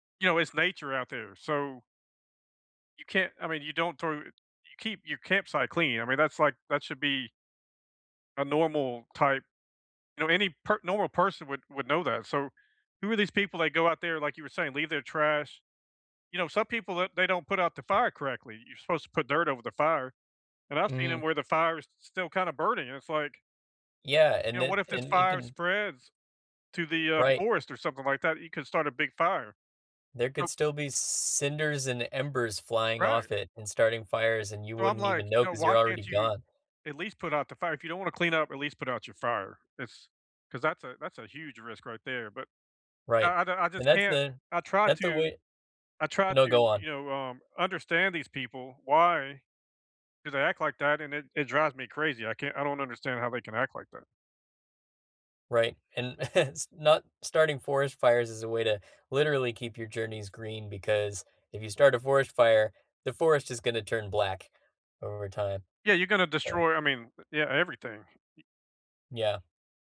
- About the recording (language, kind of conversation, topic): English, unstructured, How can you keep your travels green while connecting with local life?
- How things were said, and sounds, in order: laugh